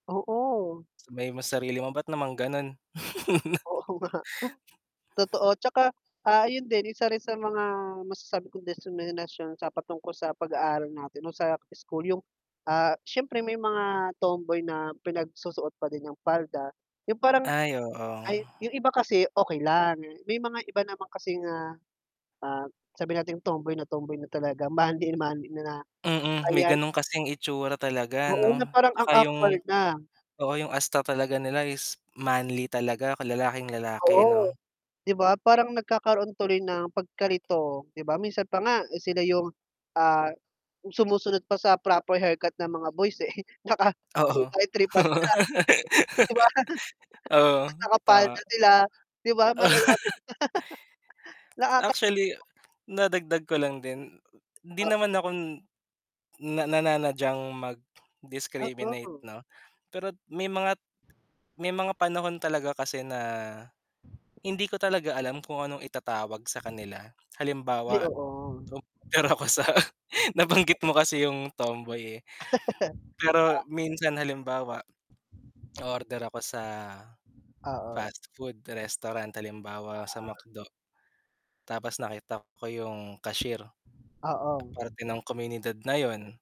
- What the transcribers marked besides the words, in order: static; laughing while speaking: "Oo nga"; chuckle; background speech; other background noise; drawn out: "oo"; laughing while speaking: "eh"; laugh; distorted speech; chuckle; laugh; chuckle; unintelligible speech; tapping; wind; laughing while speaking: "pero ako sa"; unintelligible speech; chuckle; unintelligible speech; fan
- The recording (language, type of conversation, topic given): Filipino, unstructured, Paano mo maipapaliwanag ang diskriminasyon dahil sa paniniwala?